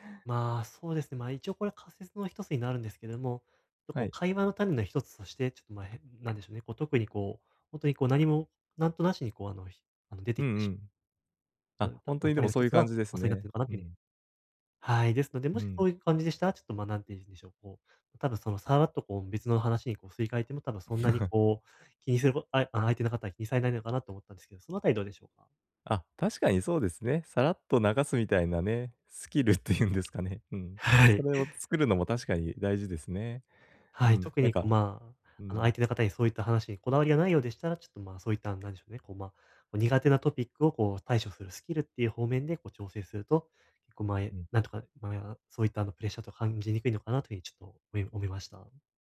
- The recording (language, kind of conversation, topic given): Japanese, advice, 周囲と比べて進路の決断を急いでしまうとき、どうすればいいですか？
- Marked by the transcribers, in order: laugh; tapping